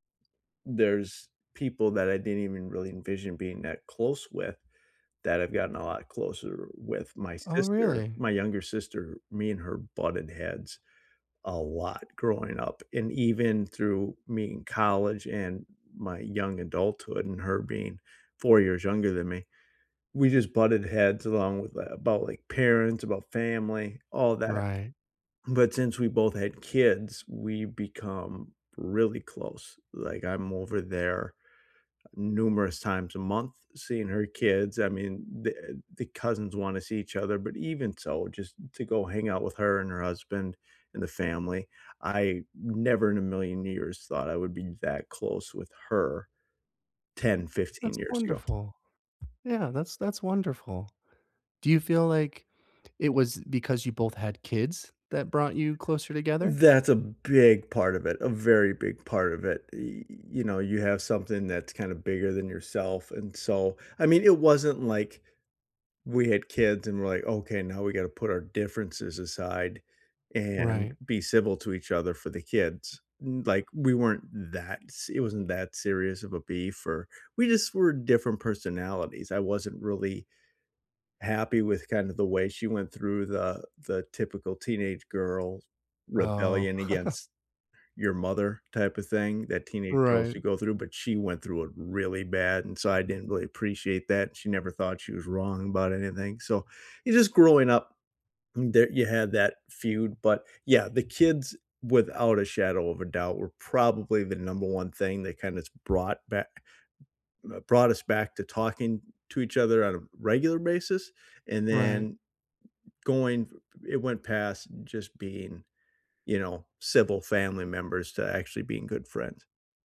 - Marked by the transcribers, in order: tapping; chuckle
- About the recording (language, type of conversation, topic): English, unstructured, How do I balance time between family and friends?
- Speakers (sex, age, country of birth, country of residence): male, 30-34, United States, United States; male, 40-44, United States, United States